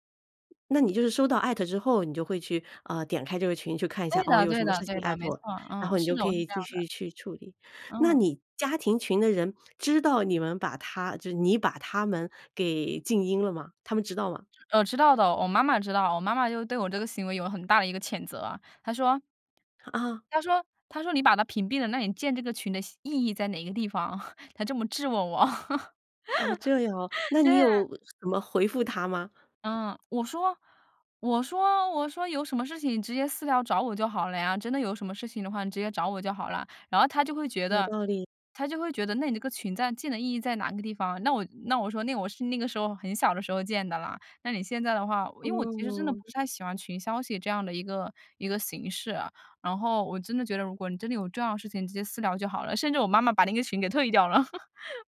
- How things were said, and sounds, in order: other background noise; chuckle; laugh; laugh
- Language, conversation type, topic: Chinese, podcast, 家人群里消息不断时，你该怎么做才能尽量不被打扰？